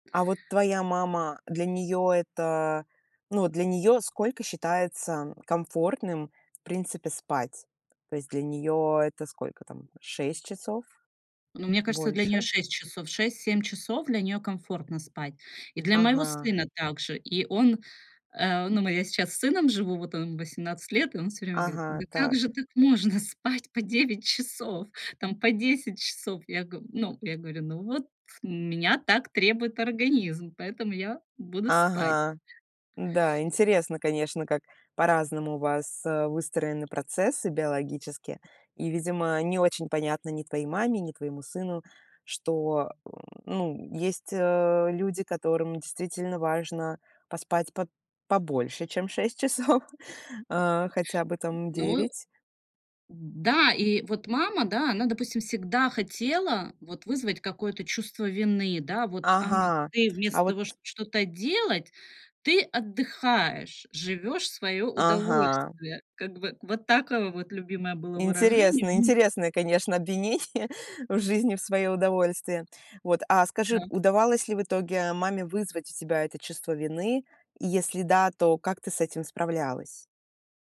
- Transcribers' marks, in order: tapping; surprised: "Да как же так можно … по десять часов?"; laughing while speaking: "спать"; laughing while speaking: "шесть часов"; other background noise; chuckle
- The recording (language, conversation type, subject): Russian, podcast, Как отличить необходимость в отдыхе от лени?